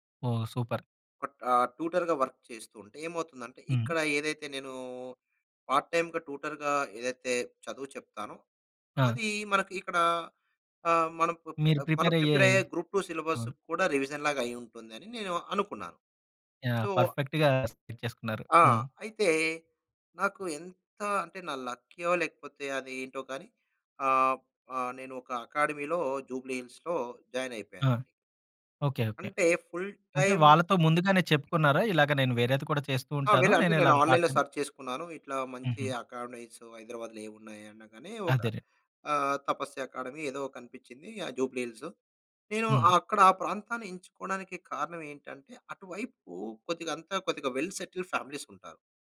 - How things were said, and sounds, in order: in English: "సూపర్"; in English: "ట్యూటర్‌గా వర్క్"; in English: "పార్ట్ టైమ్‌గా ట్యూటర్‌గా"; in English: "ప్రిపేర్"; in English: "ప్రిపేర్"; in English: "గ్రూప్ టూ సిలబస్‌కి"; in English: "రివిజన్‌లాగా"; in English: "పర్ఫెక్ట్‌గా సెట్"; in English: "సో"; in English: "అకాడమీ‌లో"; in English: "జాయిన్"; in English: "ఫుల్ టైమ్"; other background noise; in English: "పార్ట్ టైమ్"; in English: "ఆన్‌లైన్‌లో సెర్చ్"; in English: "అకాడమీస్"; in English: "వెల్ సెటిల్డ్ ఫ్యామిలీస్"
- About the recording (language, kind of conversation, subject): Telugu, podcast, మొదటి ఉద్యోగం గురించి నీ అనుభవం ఎలా ఉంది?